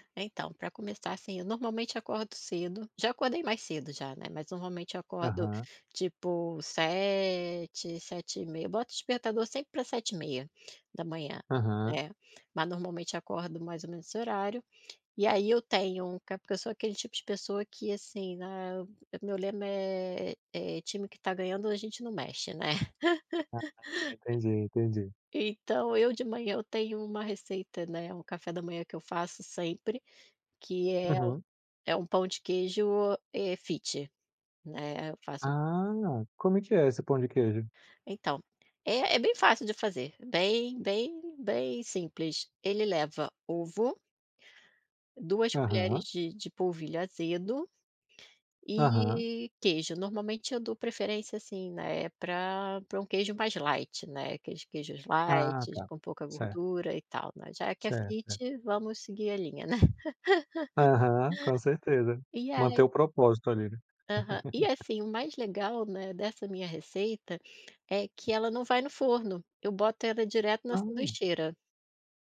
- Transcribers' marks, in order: tapping; laugh; other noise; in English: "light"; in English: "lights"; laugh; laugh
- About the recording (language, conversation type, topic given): Portuguese, podcast, Como é a sua rotina matinal?
- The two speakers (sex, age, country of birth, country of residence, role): female, 40-44, Brazil, Portugal, guest; male, 35-39, Brazil, France, host